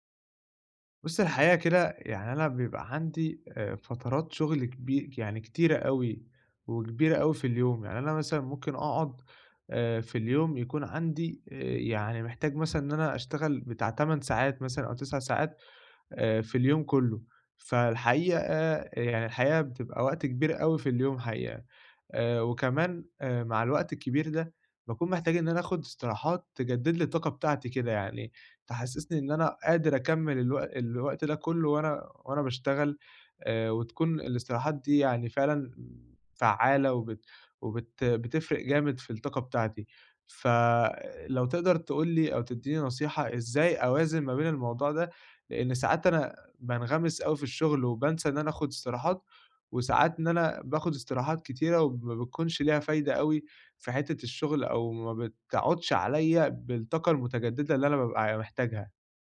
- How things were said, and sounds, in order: none
- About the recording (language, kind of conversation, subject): Arabic, advice, إزاي أوازن بين فترات الشغل المكثّف والاستراحات اللي بتجدّد طاقتي طول اليوم؟